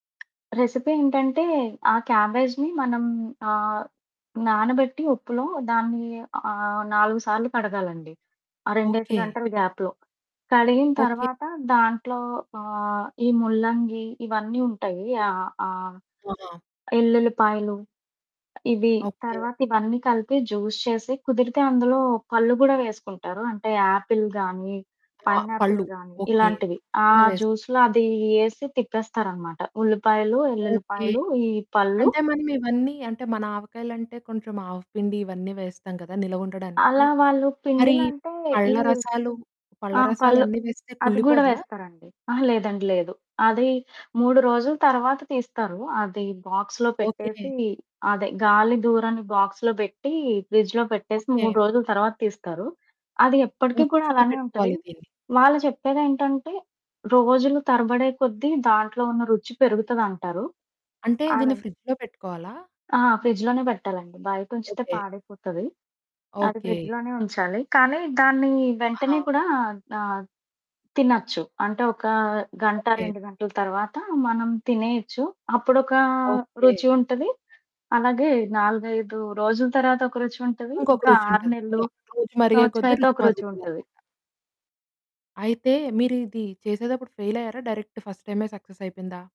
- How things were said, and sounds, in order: other background noise; static; in English: "రెసిపీ"; in English: "క్యాబేజ్‌ని"; in English: "గాప్‌లో"; in English: "జ్యూస్"; in English: "ఆపిల్"; in English: "పైనాపిల్"; in English: "జ్యూస్‌లో"; in English: "బాక్స్‌లో"; in English: "బాక్స్‌లో"; in English: "ఫ్రిడ్జ్‌లో"; distorted speech; in English: "ఫ్రిడ్జ్‌లో"; in English: "ఫ్రిడ్జ్‌లో"; in English: "ఫ్రిడ్జ్‌లో‌నే"; in English: "ఫ్రిడ్జ్‌లో‌నే"; in English: "ఫెయిల్"; in English: "డైరెక్ట్ ఫస్ట్"; in English: "సక్సెస్"
- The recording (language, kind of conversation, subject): Telugu, podcast, మీరు కొత్త రుచులను ఎలా అన్వేషిస్తారు?